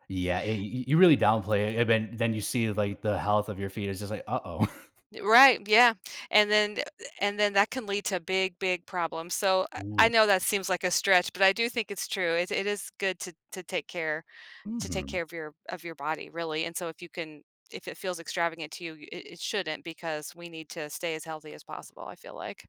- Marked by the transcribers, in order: tapping; other background noise; chuckle
- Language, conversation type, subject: English, unstructured, How do you balance saving money and enjoying life?
- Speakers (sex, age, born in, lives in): female, 55-59, United States, United States; male, 25-29, Colombia, United States